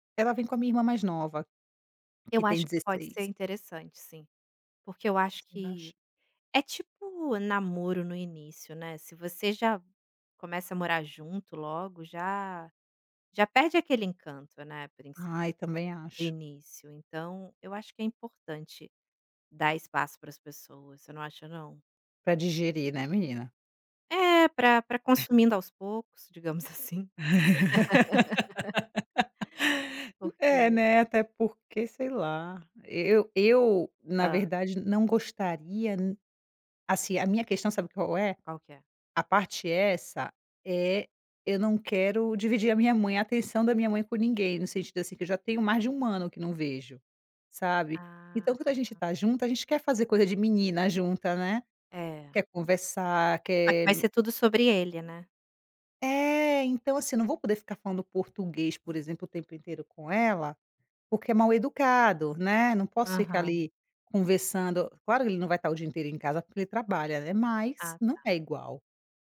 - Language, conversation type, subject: Portuguese, advice, Como lidar com a ansiedade ao começar um namoro por medo de rejeição?
- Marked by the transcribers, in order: tapping; laugh; drawn out: "Ah"; unintelligible speech